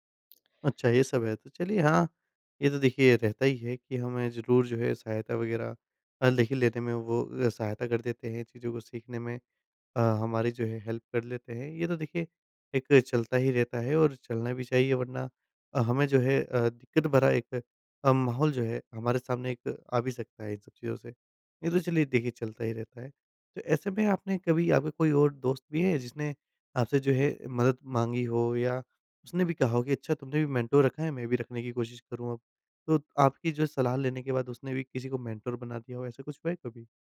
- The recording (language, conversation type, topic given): Hindi, podcast, मेंटर चुनते समय आप किन बातों पर ध्यान देते हैं?
- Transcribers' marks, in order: "लेकिन" said as "लेखिन"; in English: "हेल्प"; in English: "मेंटोर"; in English: "मेंटोर"